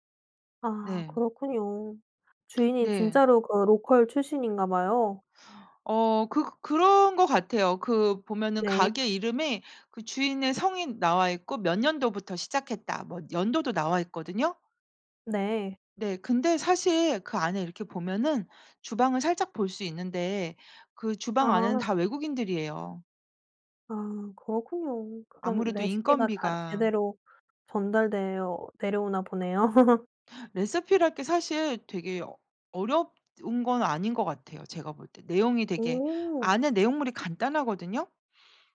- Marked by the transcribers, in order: other background noise; tapping; in English: "로컬"; laugh
- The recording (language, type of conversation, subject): Korean, podcast, 좋아하는 길거리 음식에 대해 이야기해 주실 수 있나요?